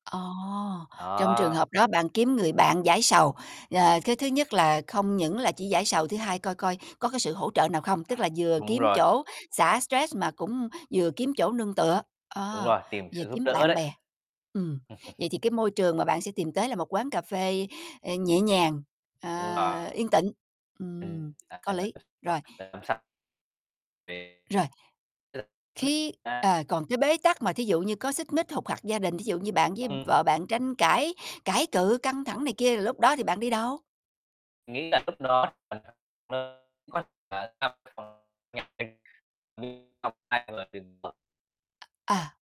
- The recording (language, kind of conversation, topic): Vietnamese, podcast, Không gian nào giúp bạn thoát khỏi bế tắc nhanh nhất?
- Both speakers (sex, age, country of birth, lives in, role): female, 45-49, Vietnam, United States, host; male, 30-34, Vietnam, Vietnam, guest
- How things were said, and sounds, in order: other background noise; chuckle; distorted speech; unintelligible speech; tapping; unintelligible speech; unintelligible speech; unintelligible speech; unintelligible speech; unintelligible speech